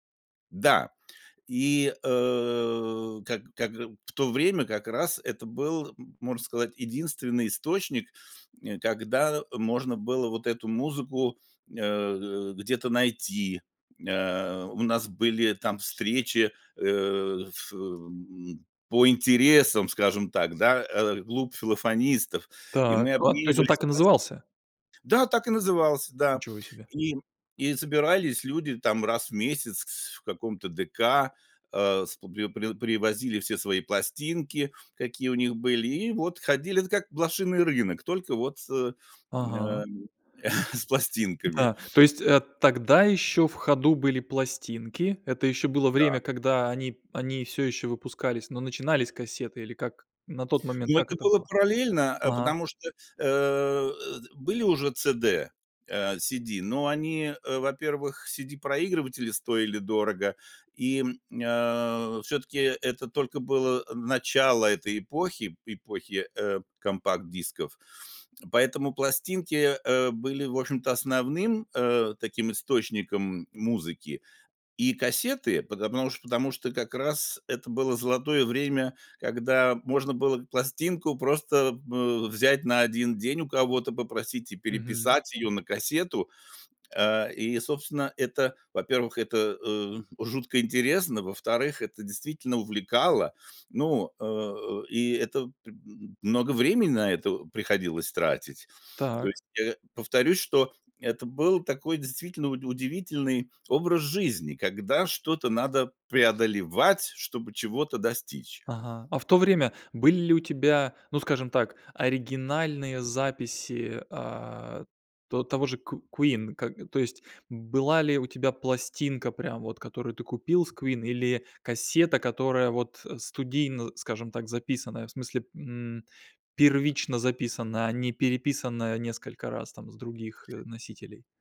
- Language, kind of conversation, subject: Russian, podcast, Какая песня мгновенно поднимает тебе настроение?
- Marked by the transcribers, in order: other background noise; other noise; chuckle; stressed: "преодолевать"; tapping